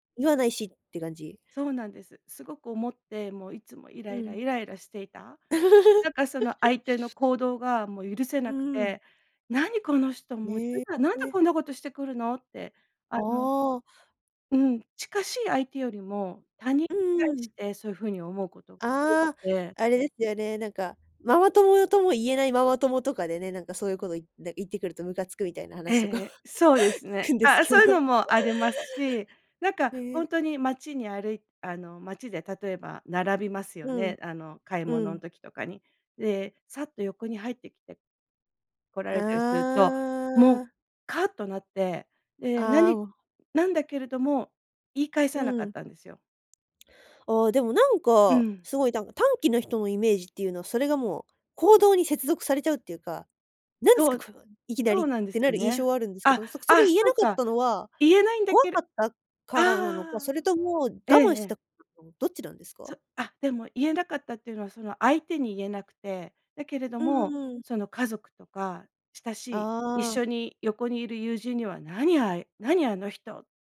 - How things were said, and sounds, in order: laugh; laughing while speaking: "話とか聞くんですけど"
- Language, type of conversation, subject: Japanese, podcast, 最近、自分について新しく気づいたことはありますか？